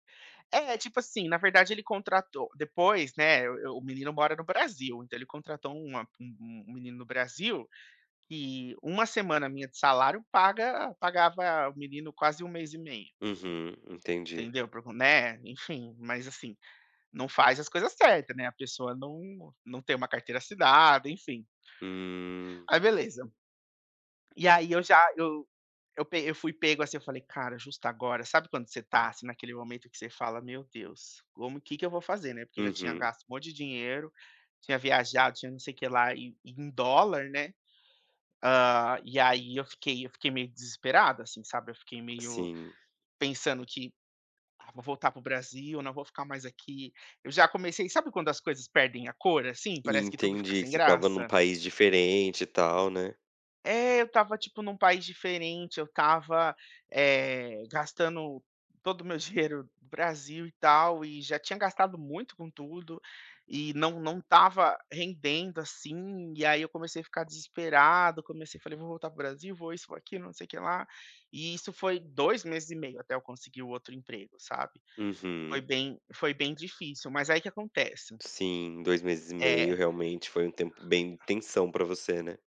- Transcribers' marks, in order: other background noise; laughing while speaking: "dinheiro"; tapping
- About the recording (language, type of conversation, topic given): Portuguese, advice, Como posso lidar com a perda inesperada do emprego e replanejar minha vida?